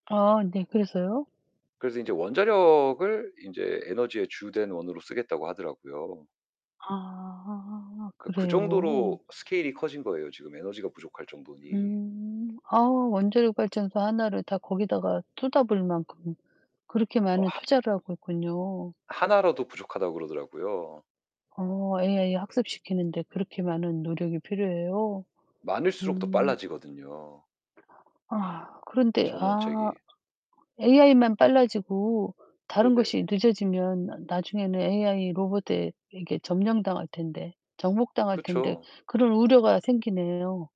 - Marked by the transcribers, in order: other background noise; distorted speech
- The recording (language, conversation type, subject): Korean, unstructured, 기술 발전으로 인해 새롭게 생길 수 있는 문제는 무엇일까요?